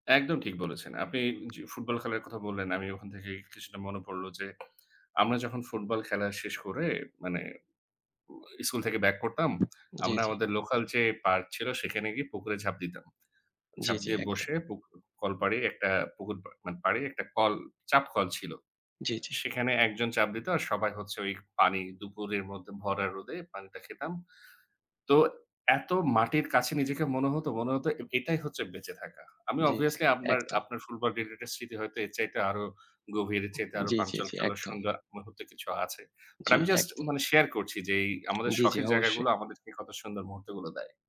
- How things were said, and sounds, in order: tapping; other background noise; "ওই" said as "ওইখ"
- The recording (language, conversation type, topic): Bengali, unstructured, আপনার সবচেয়ে প্রিয় শখ কী, এবং কেন সেটি আপনার কাছে গুরুত্বপূর্ণ?